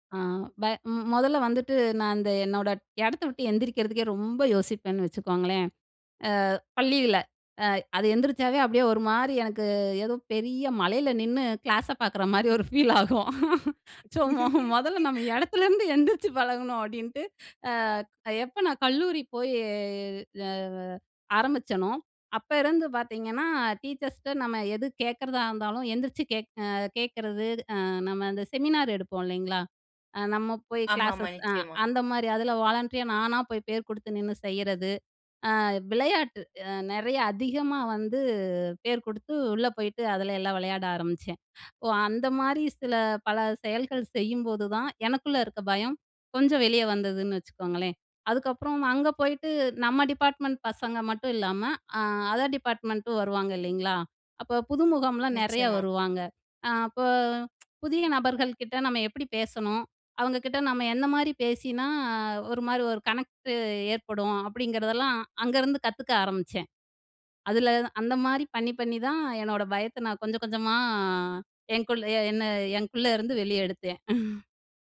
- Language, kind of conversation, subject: Tamil, podcast, ஒரு பயத்தை நீங்கள் எப்படி கடந்து வந்தீர்கள்?
- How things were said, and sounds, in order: other background noise; laughing while speaking: "ஒரு ஃபீல் ஆகும். ஸோ முதல்ல நம்ம இடத்துலேருந்து எந்திரிச்சு பழகணும் அப்டின்ட்டு"; chuckle; drawn out: "போயி"; in English: "செமினார்"; in English: "வாலண்டரியா"; in English: "டிபார்ட்மெண்ட்"; in English: "டிப்பார்ட்மெண்ட்டும்"; tsk; drawn out: "கொஞ்சமா"; chuckle